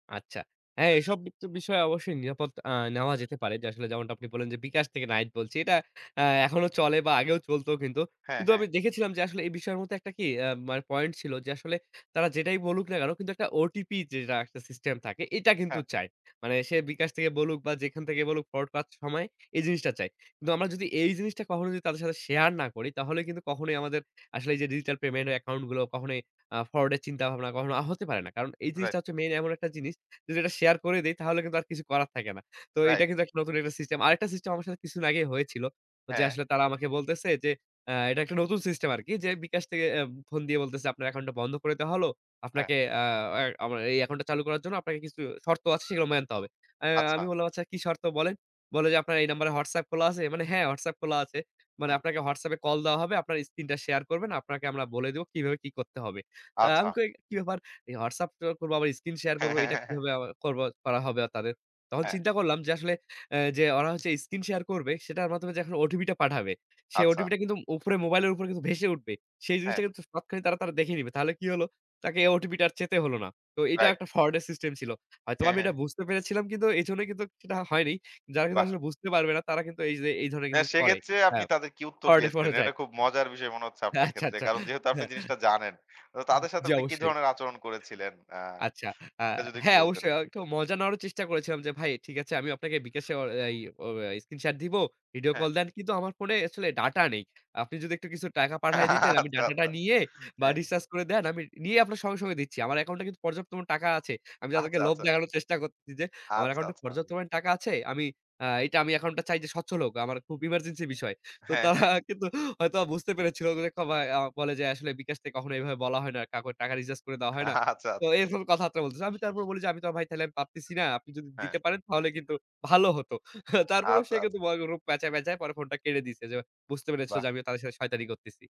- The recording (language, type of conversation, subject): Bengali, podcast, ডিজিটাল পেমেন্ট আপনাকে কেমন স্বাচ্ছন্দ্য দিয়েছে?
- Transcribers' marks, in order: unintelligible speech; other background noise; "মানতে" said as "মেনতে"; horn; chuckle; tapping; chuckle; laughing while speaking: "আচ্ছা, আচ্ছা"; chuckle; giggle; laughing while speaking: "আচ্ছা, আচ্ছা"; laughing while speaking: "তো তারা কিন্তু"; unintelligible speech; laughing while speaking: "আচ্ছা, আচ্ছা"; laughing while speaking: "হতো। তারপরেও"; unintelligible speech